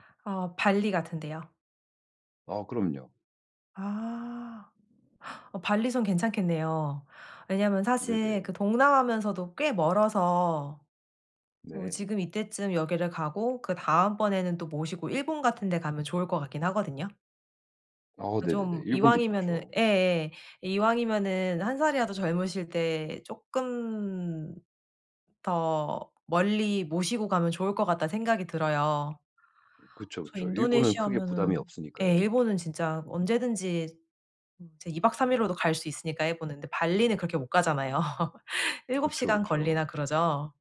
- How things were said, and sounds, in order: tapping; other background noise; laughing while speaking: "가잖아요"; laugh
- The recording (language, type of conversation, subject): Korean, advice, 휴가 일정을 맞추고 일상 시간 관리를 효과적으로 하려면 어떻게 해야 하나요?